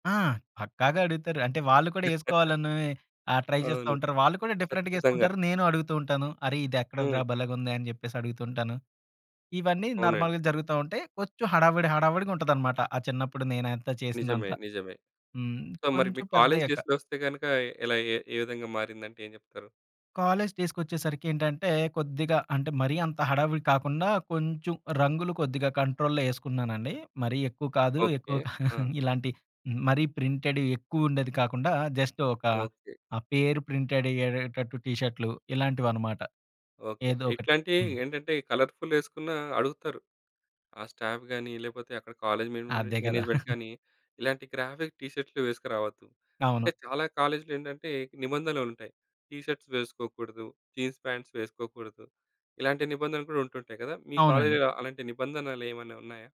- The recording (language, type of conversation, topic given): Telugu, podcast, మీ ప్రత్యేక శైలి (సిగ్నేచర్ లుక్) అంటే ఏమిటి?
- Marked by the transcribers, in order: other background noise; giggle; in English: "ట్రై"; in English: "డిఫరెంట్‌గా"; in English: "నార్మల్‌గా"; in English: "సో"; in English: "కాలేజ్ డేస్"; in English: "కంట్రోల్‌లో"; giggle; in English: "ప్రింటెడ్"; in English: "జస్ట్"; in English: "ప్రింటెడ్"; in English: "కలర్‌ఫుల్"; in English: "స్టాఫ్"; in English: "మేనేజ్మెంట్"; chuckle; in English: "గ్రాఫిక్"; in English: "టీ షర్ట్స్"; in English: "జీన్స్ పాంట్స్"